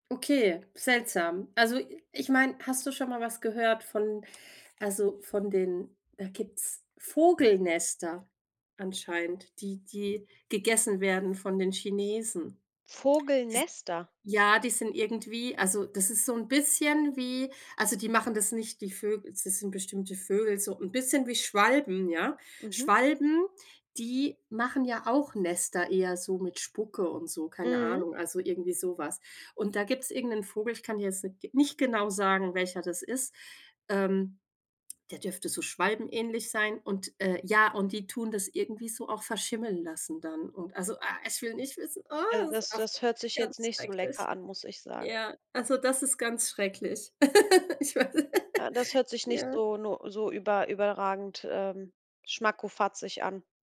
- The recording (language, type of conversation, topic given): German, unstructured, Wie gehst du mit Essensresten um, die unangenehm riechen?
- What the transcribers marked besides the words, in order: other background noise; disgusted: "ah, ich will nicht wissen, ah, es auf ganz schrecklich"; laugh; laughing while speaking: "Ich weiß"; giggle